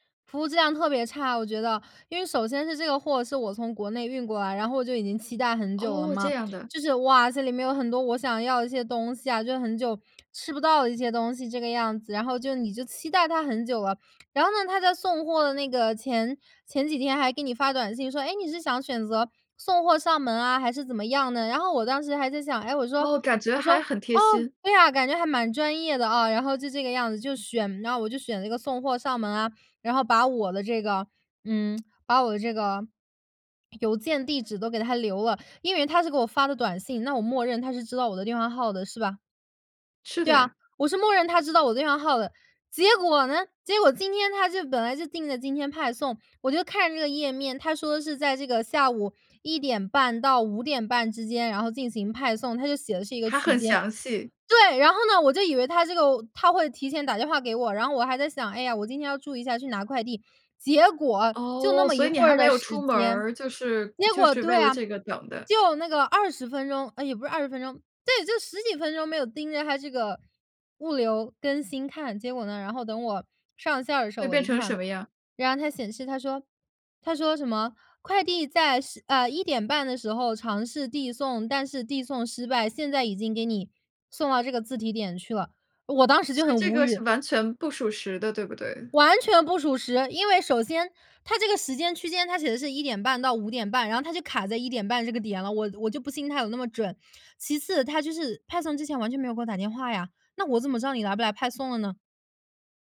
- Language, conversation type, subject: Chinese, podcast, 你有没有遇到过网络诈骗，你是怎么处理的？
- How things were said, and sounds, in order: none